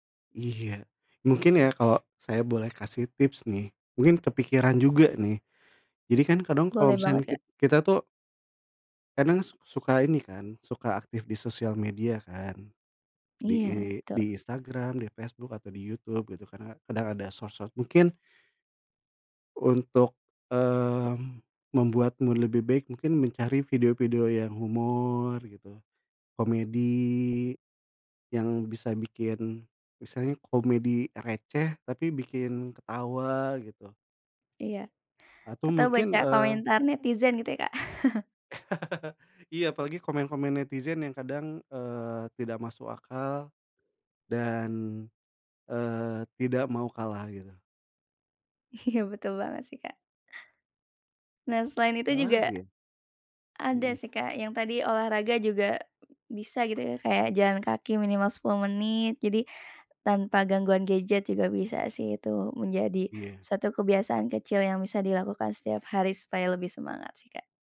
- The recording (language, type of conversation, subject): Indonesian, unstructured, Apa hal sederhana yang bisa membuat harimu lebih cerah?
- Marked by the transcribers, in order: other background noise; chuckle; laughing while speaking: "Iya"